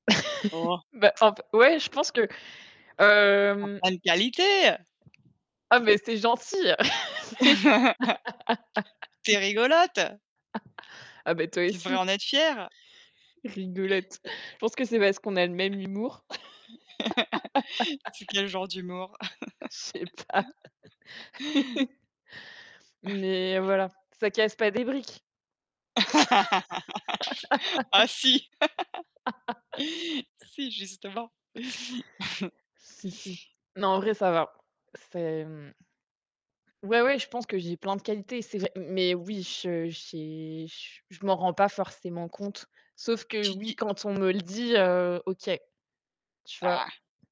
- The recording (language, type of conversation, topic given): French, unstructured, Qu’est-ce qui te rend fier de la personne que tu es ?
- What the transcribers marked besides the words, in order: laugh; other background noise; distorted speech; stressed: "qualités"; tapping; chuckle; laughing while speaking: "mais"; laugh; laugh; laugh; laughing while speaking: "Je sais pas"; laugh; chuckle; laugh; laugh; chuckle